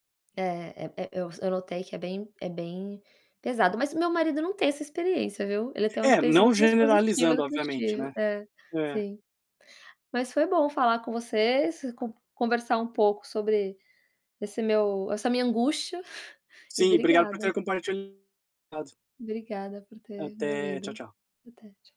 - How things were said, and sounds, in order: other background noise; chuckle; tapping
- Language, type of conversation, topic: Portuguese, advice, Como tem sido para você a expectativa de estar sempre disponível para o trabalho fora do horário?